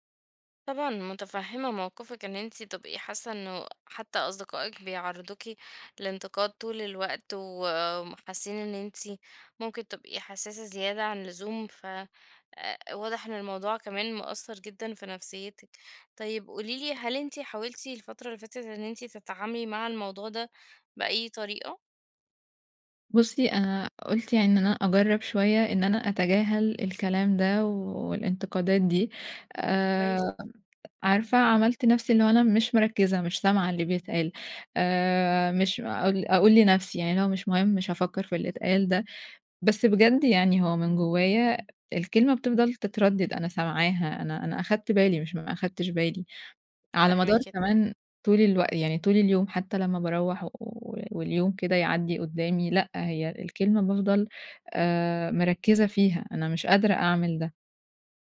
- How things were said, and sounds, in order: none
- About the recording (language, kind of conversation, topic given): Arabic, advice, إزاي الانتقاد المتكرر بيأثر على ثقتي بنفسي؟
- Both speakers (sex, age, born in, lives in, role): female, 20-24, Egypt, Egypt, user; female, 30-34, Egypt, Romania, advisor